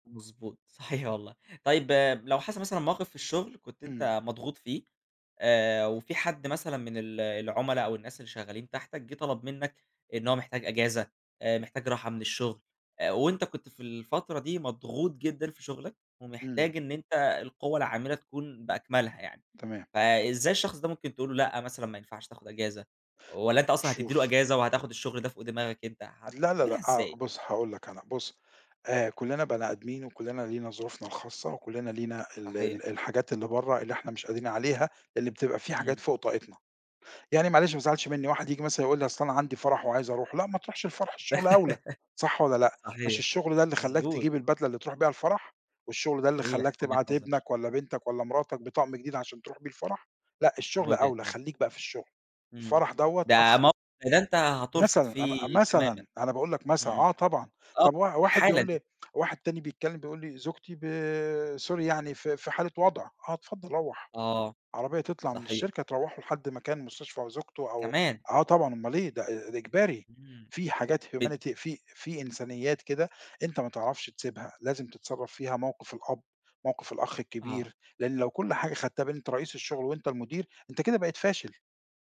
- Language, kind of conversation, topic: Arabic, podcast, إزاي بتتعامل مع ضغط الشغل اليومي؟
- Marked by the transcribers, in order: laugh; in English: "humanity"